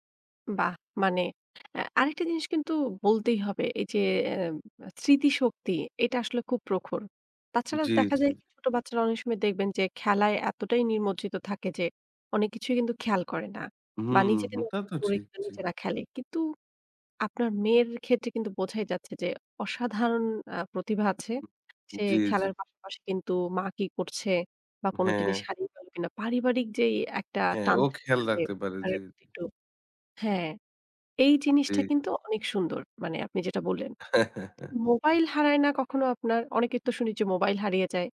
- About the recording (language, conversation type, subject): Bengali, podcast, রিমোট, চাবি আর ফোন বারবার হারানো বন্ধ করতে কী কী কার্যকর কৌশল মেনে চলা উচিত?
- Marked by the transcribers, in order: unintelligible speech; tapping; unintelligible speech; other background noise; chuckle